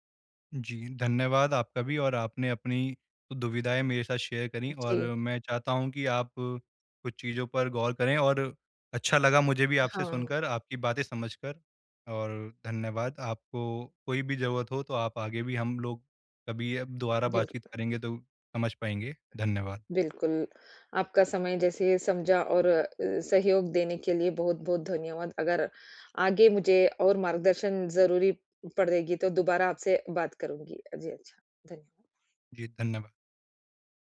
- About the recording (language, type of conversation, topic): Hindi, advice, मैं कैसे पहचानूँ कि कौन-सा तनाव मेरे नियंत्रण में है और कौन-सा नहीं?
- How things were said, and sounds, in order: in English: "शेयर"